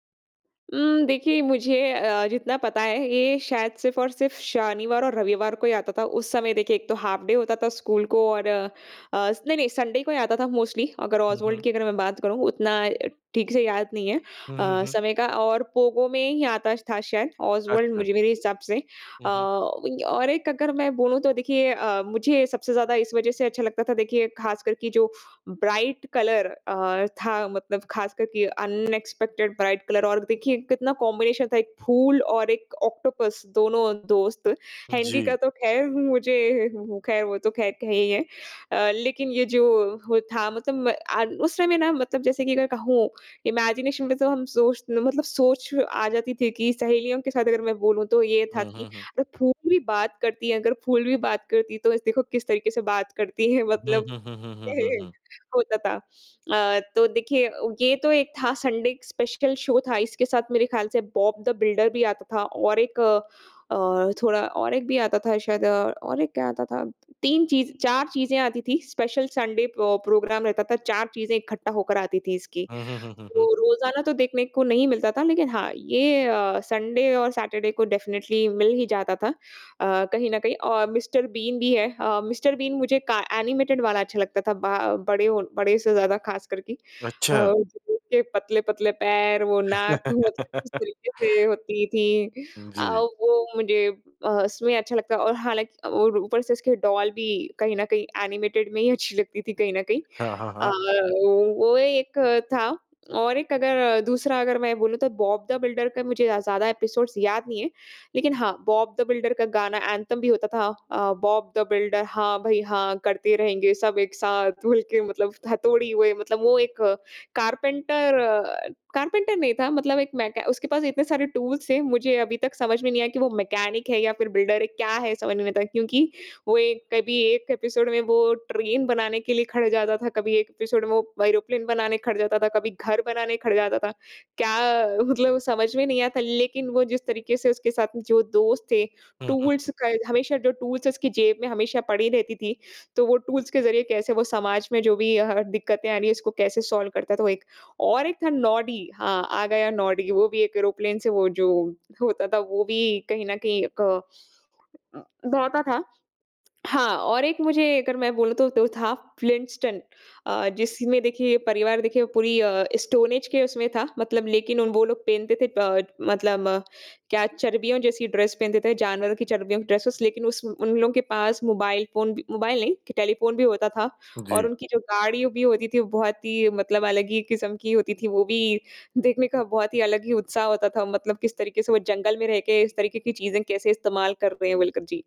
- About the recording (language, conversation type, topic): Hindi, podcast, बचपन में आपको कौन-सा कार्टून या टेलीविज़न कार्यक्रम सबसे ज़्यादा पसंद था?
- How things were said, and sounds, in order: in English: "हाफ़ डे"; in English: "संडे"; in English: "मोस्टली"; in English: "ब्राइट कलर"; in English: "अनएक्सपेक्टेड ब्राइट कलर"; in English: "कॉम्बिनेशन"; in English: "इमेजिनेशन"; laugh; in English: "संडे स्पेशल शो"; in English: "स्पेशल संडे"; other background noise; in English: "प्रोग्राम"; in English: "संडे"; in English: "सैटरडे"; in English: "डेफ़िनिट्ली"; in English: "एनिमेटेड"; unintelligible speech; unintelligible speech; laugh; in English: "डॉल"; in English: "एनिमेटेड"; in English: "एपिसोड्स"; in English: "एंथम"; laughing while speaking: "मिल के मतलब"; in English: "कारपेंटर"; in English: "कारपेंटर"; in English: "टूल्स"; in English: "मैकेनिक"; in English: "बिल्डर"; in English: "एपिसोड"; in English: "एपिसोड"; in English: "एरोप्लेन"; laughing while speaking: "मतलब"; in English: "टूल्स"; in English: "टूल्स"; in English: "टूल्स"; in English: "टूल्स"; in English: "एरोप्लेन"; in English: "स्टोन एज"; in English: "ड्रेस"; in English: "ड्रेसेज़"